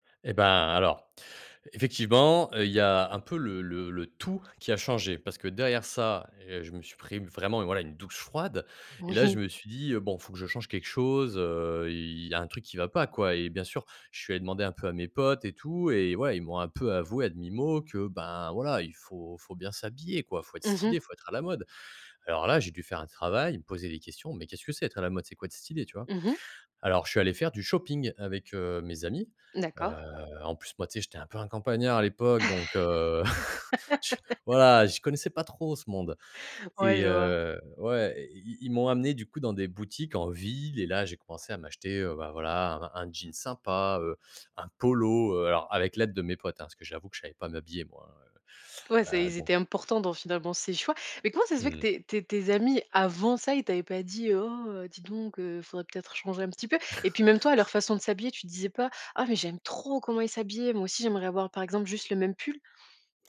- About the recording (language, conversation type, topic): French, podcast, As-tu déjà fait une transformation radicale de style ?
- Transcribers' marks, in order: stressed: "tout"; laughing while speaking: "Oui"; tapping; stressed: "shopping"; laugh; chuckle; stressed: "avant"; chuckle; stressed: "trop"